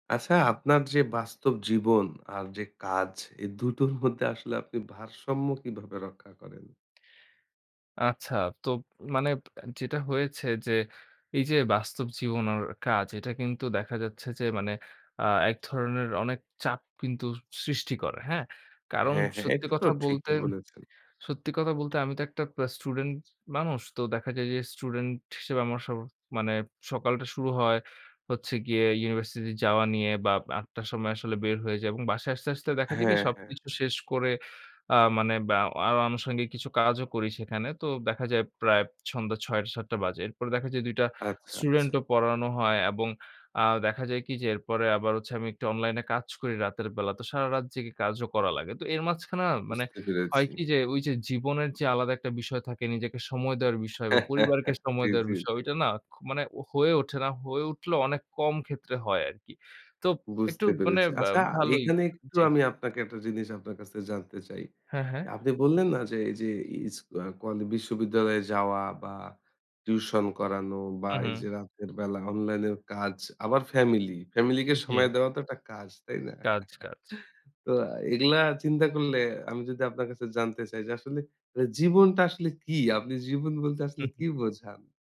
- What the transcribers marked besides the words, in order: other background noise; chuckle; chuckle
- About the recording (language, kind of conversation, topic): Bengali, podcast, আপনি কাজ ও ব্যক্তিগত জীবনের ভারসাম্য কীভাবে বজায় রাখেন?